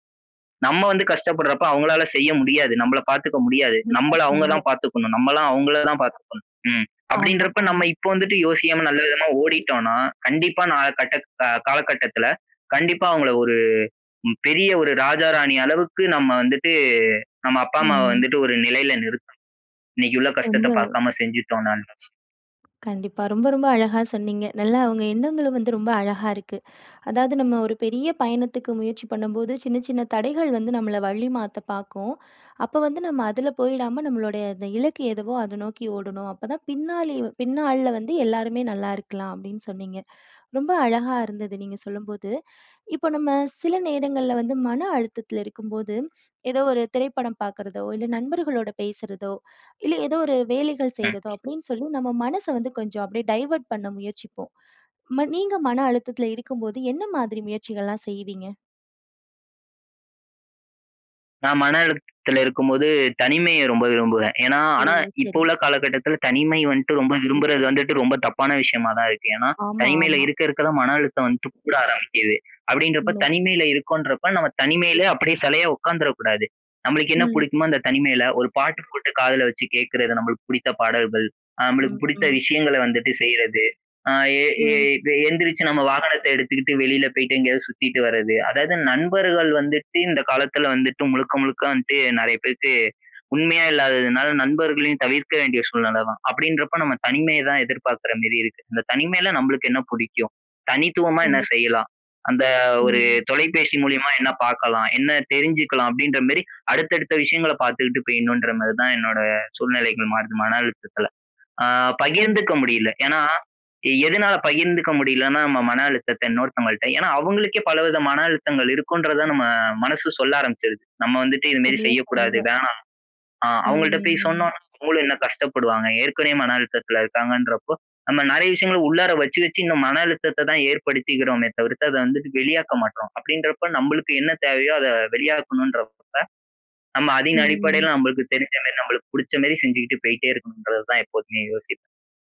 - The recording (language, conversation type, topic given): Tamil, podcast, மனஅழுத்தத்தை நீங்கள் எப்படித் தணிக்கிறீர்கள்?
- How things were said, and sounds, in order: other background noise; other noise; in English: "டைவர்ட்"; tapping; unintelligible speech; background speech; drawn out: "ம்"; drawn out: "ம்"